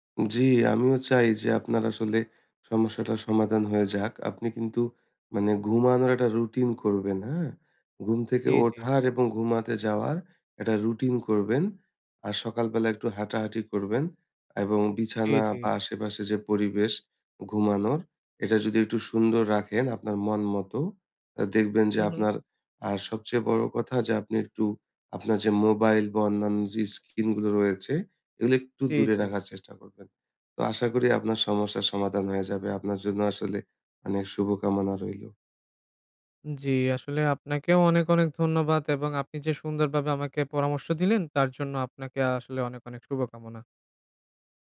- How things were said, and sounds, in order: "স্ক্রিন" said as "স্কিন"
- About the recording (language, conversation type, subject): Bengali, advice, রাত জেগে থাকার ফলে সকালে অতিরিক্ত ক্লান্তি কেন হয়?